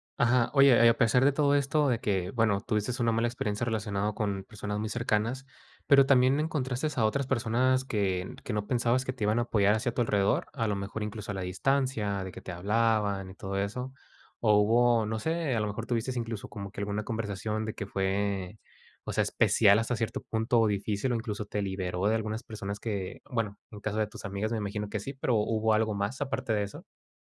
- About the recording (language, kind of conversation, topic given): Spanish, podcast, ¿Cómo afecta a tus relaciones un cambio personal profundo?
- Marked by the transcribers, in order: "encontraste" said as "encontrastes"